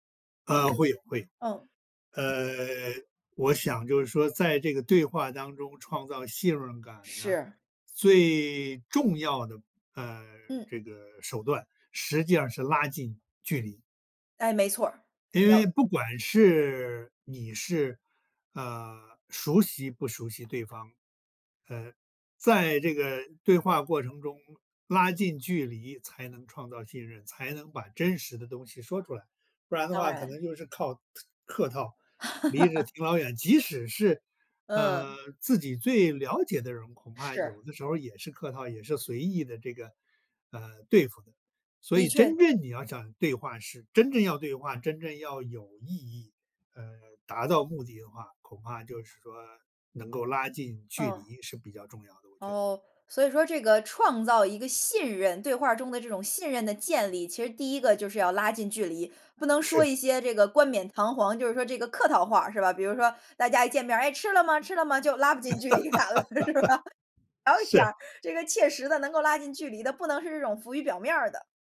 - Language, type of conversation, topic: Chinese, podcast, 你如何在对话中创造信任感？
- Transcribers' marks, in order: other background noise; laugh; laugh; laughing while speaking: "距离感了，是吧？还有一点儿"; laughing while speaking: "是"